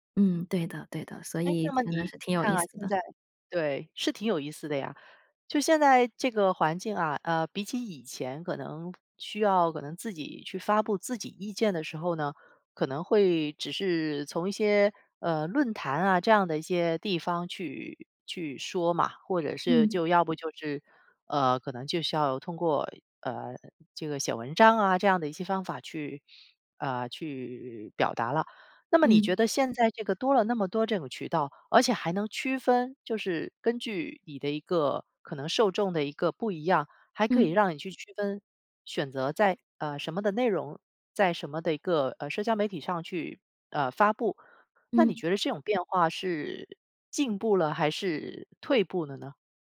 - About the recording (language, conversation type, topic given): Chinese, podcast, 社交媒体怎样改变你的表达？
- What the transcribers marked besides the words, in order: none